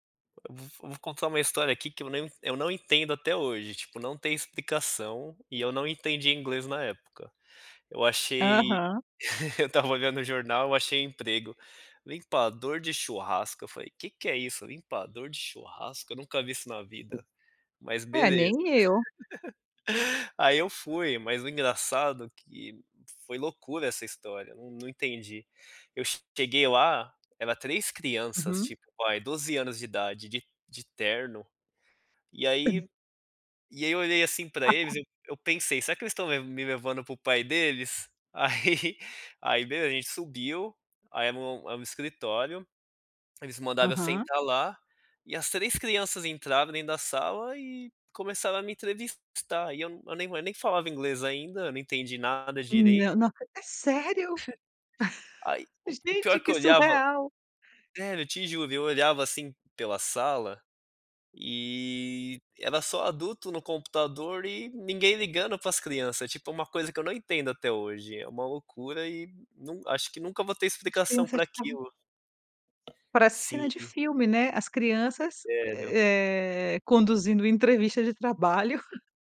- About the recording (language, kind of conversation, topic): Portuguese, podcast, Como foi o momento em que você se orgulhou da sua trajetória?
- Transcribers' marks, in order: other background noise; giggle; laugh; tapping